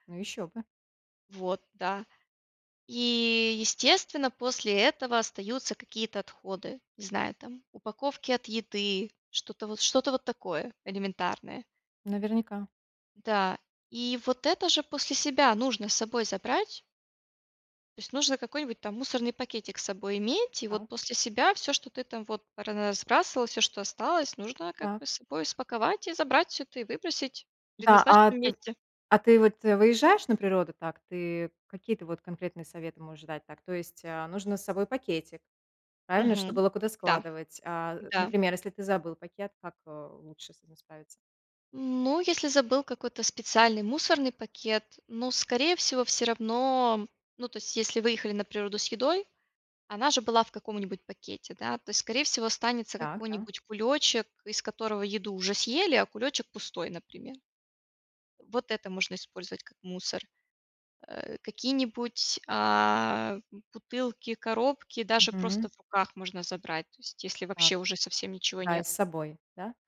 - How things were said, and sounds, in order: tapping; other background noise
- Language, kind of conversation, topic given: Russian, podcast, Какие простые привычки помогают не вредить природе?